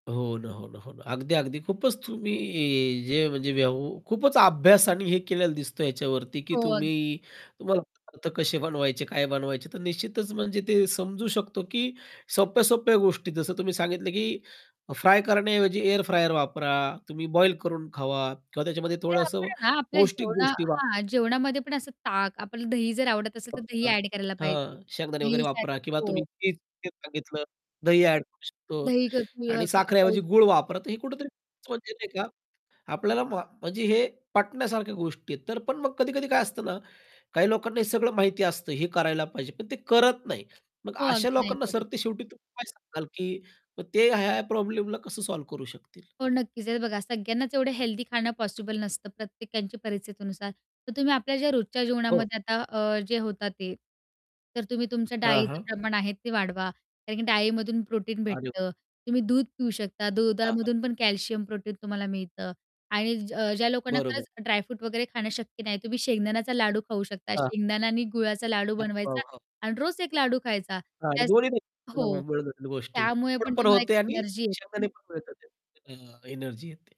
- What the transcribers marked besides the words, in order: distorted speech; unintelligible speech; unintelligible speech; in English: "सॉल्व्ह"; static; in English: "प्रोटीन"; in English: "प्रोटीन"; unintelligible speech; unintelligible speech
- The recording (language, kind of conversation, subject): Marathi, podcast, घरच्या जेवणाचे पोषणमूल्य संतुलित कसे ठेवता?